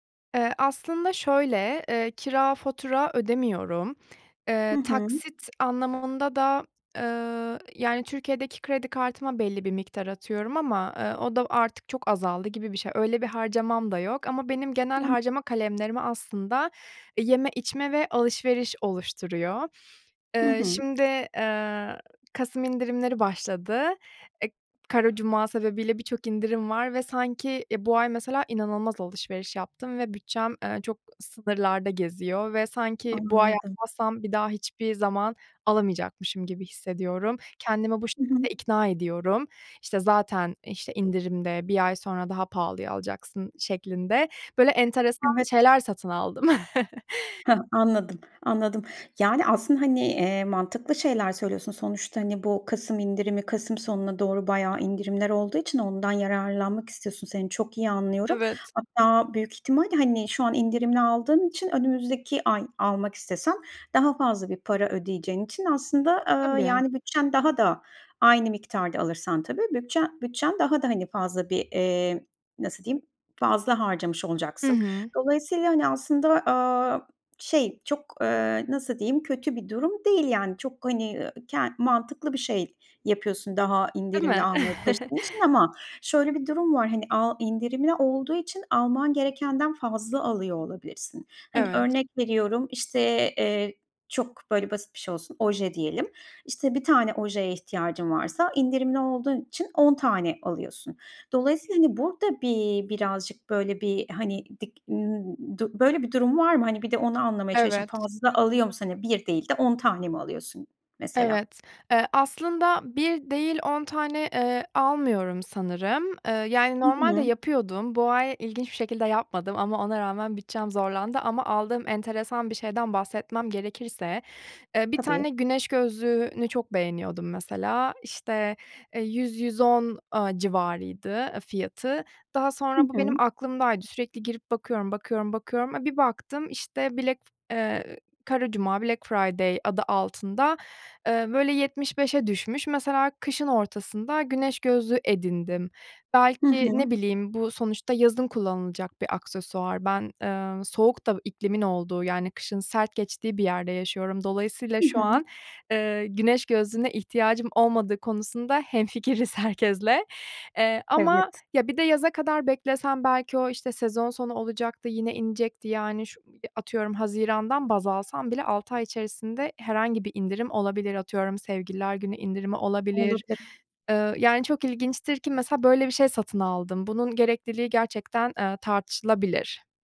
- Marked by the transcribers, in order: other background noise; unintelligible speech; other noise; chuckle; chuckle; in English: "black"; laughing while speaking: "herkesle"
- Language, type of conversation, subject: Turkish, advice, Aylık harcamalarımı kontrol edemiyor ve bütçe yapamıyorum; bunu nasıl düzeltebilirim?